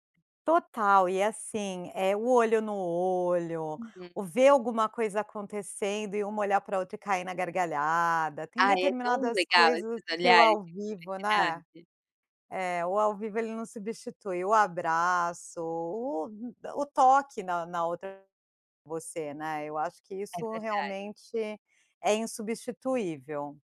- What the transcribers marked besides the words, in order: tapping
- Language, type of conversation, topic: Portuguese, podcast, De que forma o seu celular influencia as suas conversas presenciais?